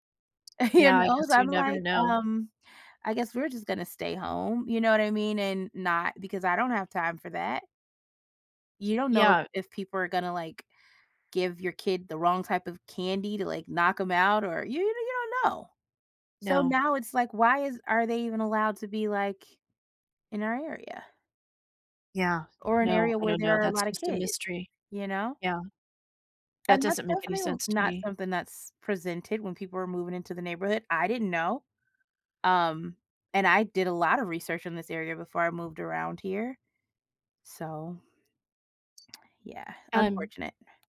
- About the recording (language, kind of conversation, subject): English, unstructured, What is a story about your community that still surprises you?
- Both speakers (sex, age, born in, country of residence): female, 40-44, United States, United States; female, 65-69, United States, United States
- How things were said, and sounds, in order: laugh; laughing while speaking: "Who"; alarm; other background noise